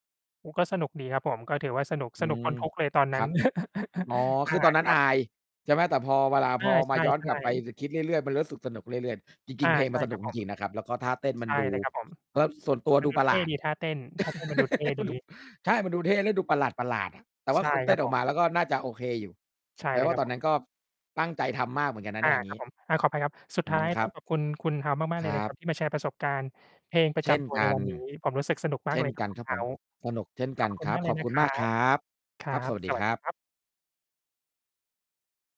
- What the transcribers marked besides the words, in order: mechanical hum; laugh; distorted speech; other background noise; laugh; tapping
- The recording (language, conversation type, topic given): Thai, unstructured, ในชีวิตของคุณเคยมีเพลงไหนที่รู้สึกว่าเป็นเพลงประจำตัวของคุณไหม?